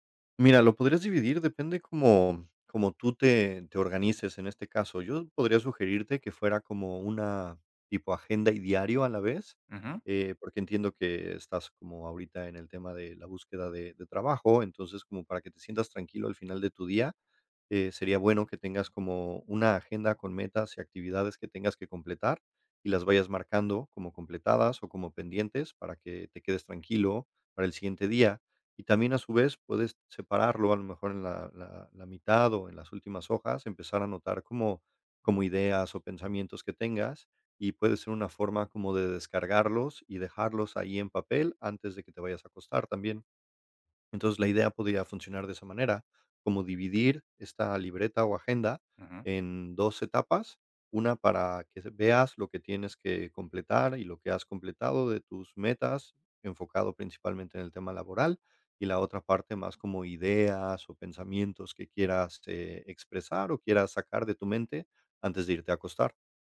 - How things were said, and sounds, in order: tapping
- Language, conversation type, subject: Spanish, advice, ¿Cómo describirías tu insomnio ocasional por estrés o por pensamientos que no paran?